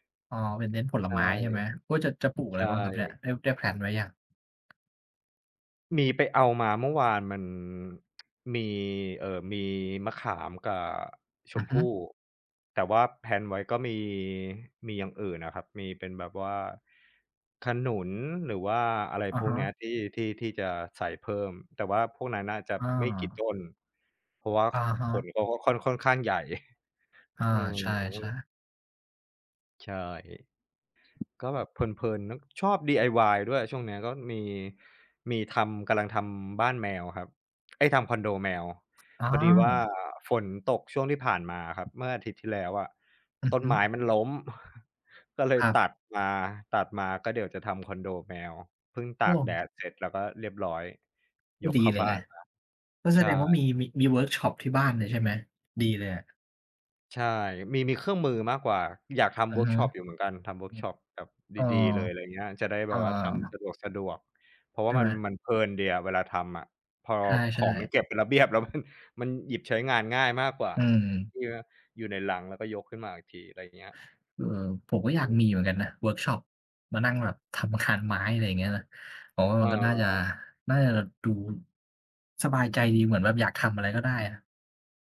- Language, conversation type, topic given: Thai, unstructured, งานอดิเรกอะไรที่ทำให้คุณรู้สึกผ่อนคลายที่สุด?
- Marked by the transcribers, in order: tapping; other background noise; in English: "แพลน"; chuckle; stressed: "ระเบียบ"; laughing while speaking: "มัน"